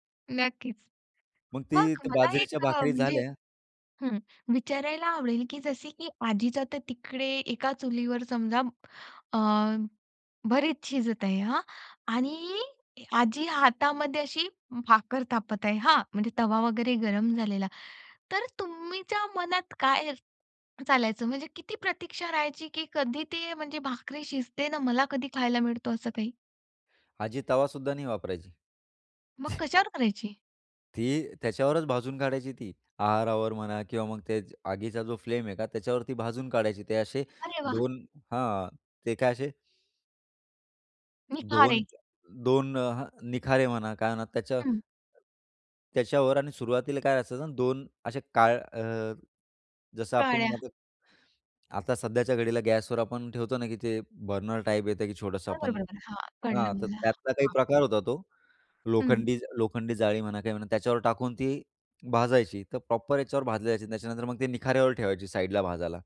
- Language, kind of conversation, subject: Marathi, podcast, तुझ्या आजी-आजोबांच्या स्वयंपाकातली सर्वात स्मरणीय गोष्ट कोणती?
- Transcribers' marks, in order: other background noise; other noise; tapping; unintelligible speech; in English: "बर्नर"; in English: "प्रॉपर"